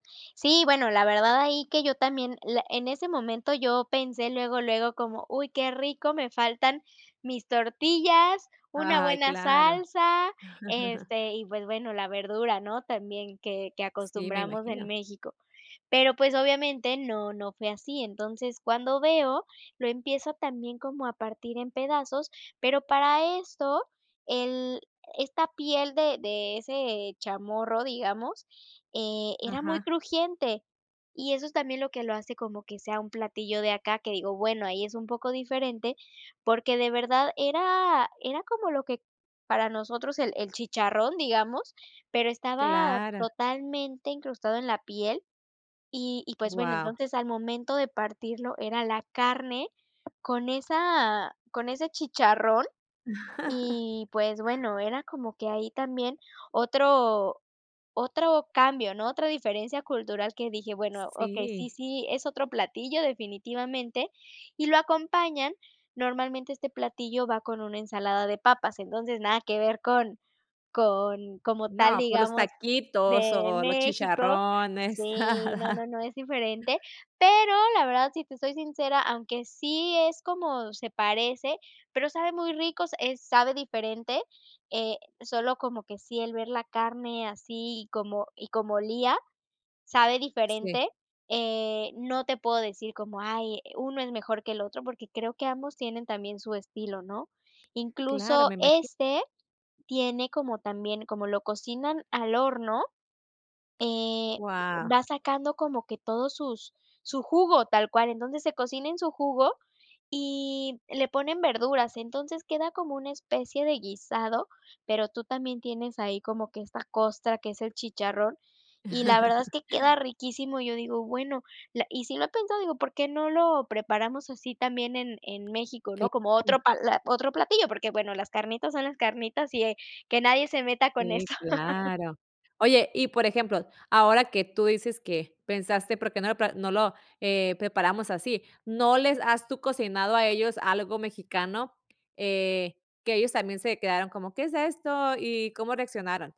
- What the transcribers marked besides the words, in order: laugh; laugh; laughing while speaking: "nada"; laugh; laugh
- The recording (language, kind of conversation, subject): Spanish, podcast, ¿Cómo manejas las diferencias culturales al compartir platillos?